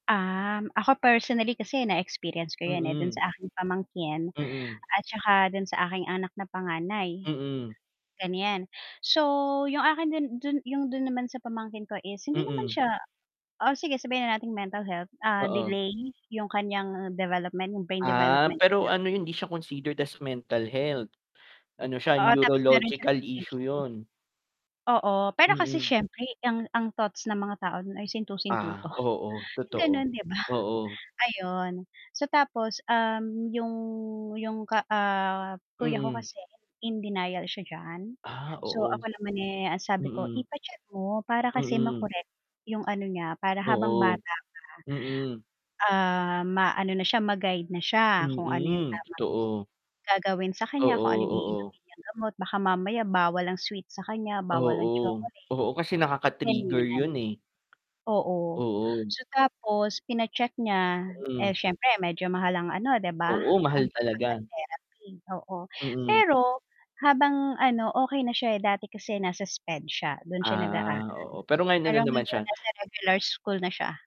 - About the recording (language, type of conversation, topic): Filipino, unstructured, Paano mo nilalabanan ang stigma tungkol sa kalusugan ng pag-iisip sa paligid mo?
- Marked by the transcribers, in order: distorted speech; in English: "considered as mental health"; static; chuckle; laughing while speaking: "ganon 'di ba"; other background noise